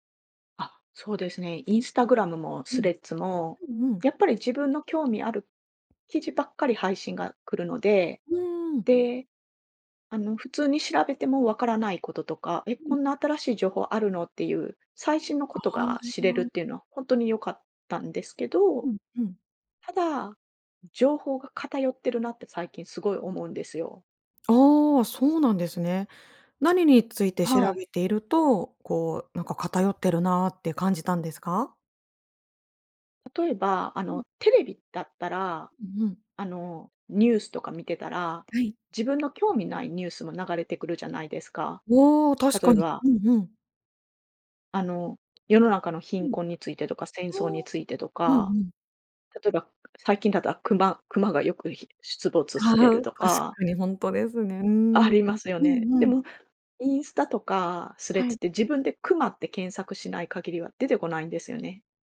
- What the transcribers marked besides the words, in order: none
- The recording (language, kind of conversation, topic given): Japanese, podcast, SNSとうまくつき合うコツは何だと思いますか？